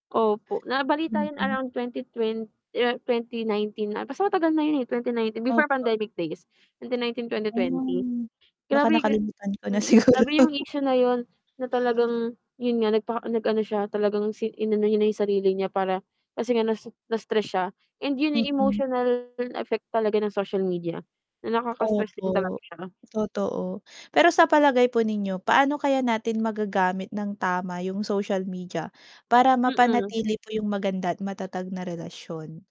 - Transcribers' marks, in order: static; other background noise; distorted speech; laughing while speaking: "siguro"
- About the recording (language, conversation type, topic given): Filipino, unstructured, Paano nakaaapekto ang midyang panlipunan sa ating mga relasyon?